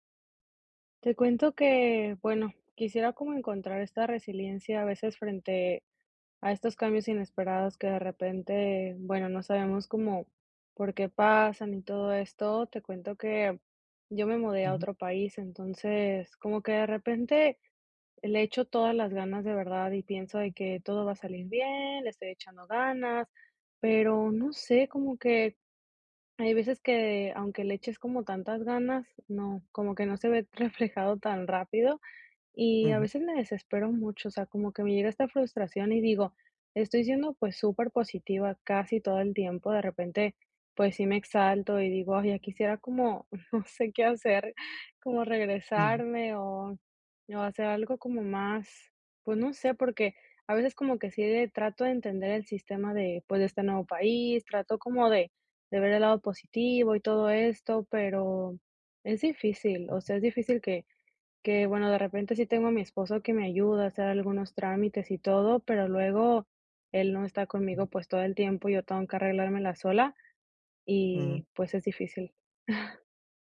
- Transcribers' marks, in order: laughing while speaking: "reflejado"; laughing while speaking: "como no sé qué hacer"; chuckle
- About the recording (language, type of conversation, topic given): Spanish, advice, ¿Cómo puedo recuperar mi resiliencia y mi fuerza después de un cambio inesperado?